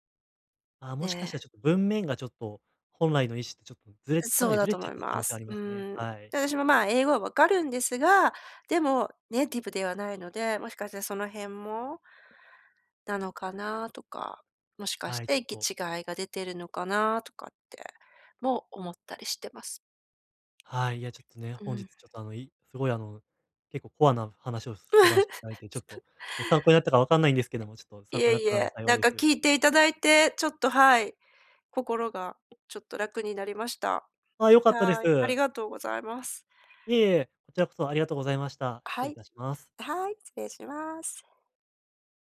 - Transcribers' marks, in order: laugh; other noise; tapping
- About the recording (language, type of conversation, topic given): Japanese, advice, 批判されたとき、感情的にならずにどう対応すればよいですか？